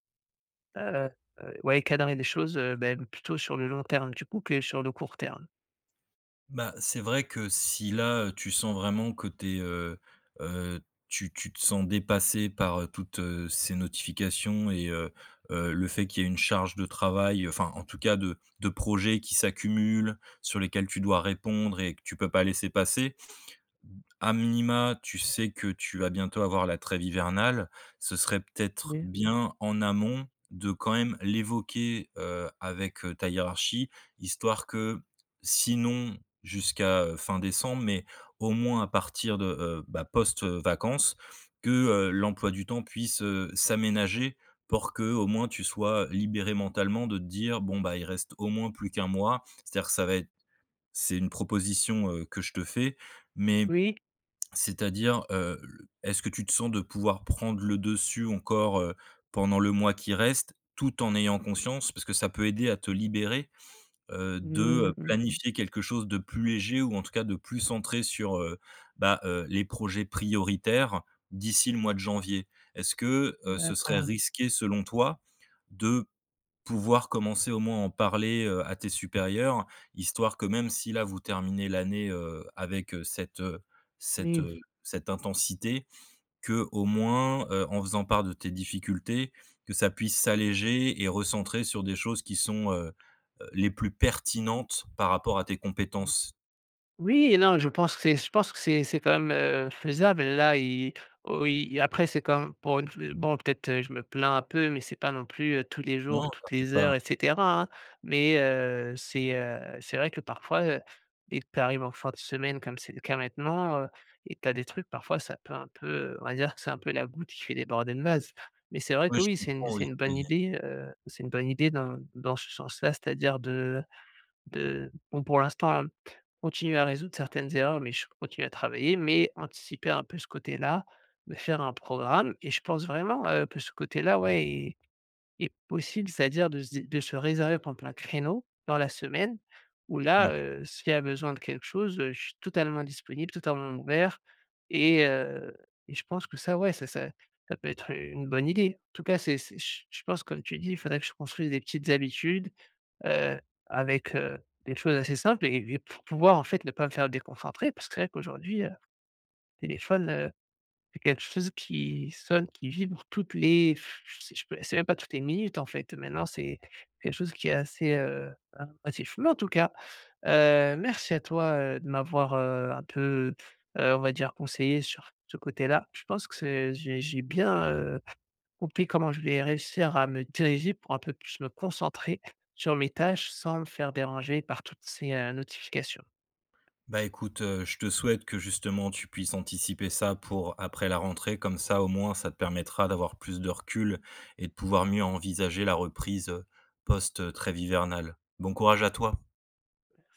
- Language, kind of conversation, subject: French, advice, Comment rester concentré quand mon téléphone et ses notifications prennent le dessus ?
- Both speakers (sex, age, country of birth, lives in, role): male, 35-39, France, France, advisor; male, 35-39, France, France, user
- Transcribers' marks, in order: tapping; stressed: "pertinentes"; other noise; other background noise; blowing